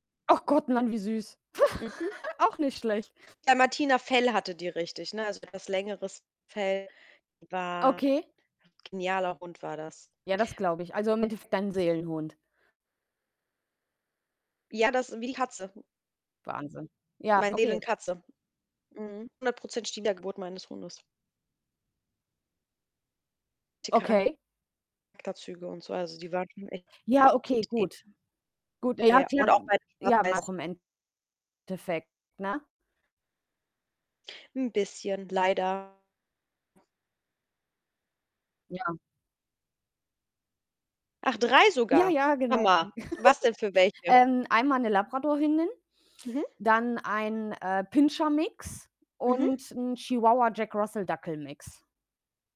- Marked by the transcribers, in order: snort; distorted speech; unintelligible speech; other background noise; unintelligible speech; unintelligible speech; chuckle
- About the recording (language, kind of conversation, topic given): German, unstructured, Magst du Tiere, und wenn ja, warum?